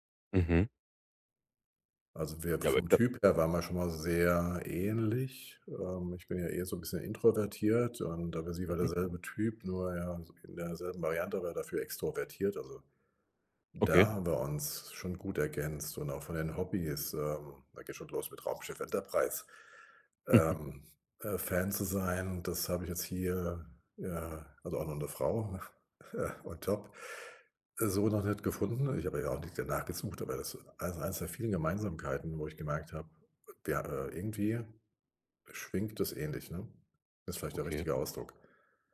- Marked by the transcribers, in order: chuckle; in English: "on Top"
- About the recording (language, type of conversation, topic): German, advice, Wie kann ich die Vergangenheit loslassen, um bereit für eine neue Beziehung zu sein?